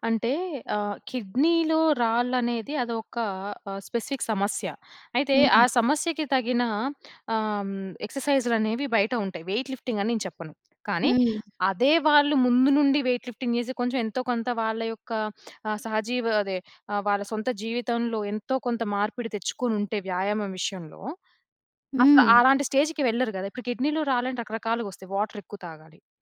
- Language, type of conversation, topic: Telugu, podcast, పని తర్వాత మీరు ఎలా విశ్రాంతి పొందుతారు?
- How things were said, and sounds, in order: in English: "కిడ్నీలో"; in English: "స్పెసిఫిక్"; in English: "వెయిట్ లిఫ్టింగ్"; in English: "వెయిట్ లిఫ్టింగ్"; in English: "స్టేజ్‌కి"; in English: "వాటర్"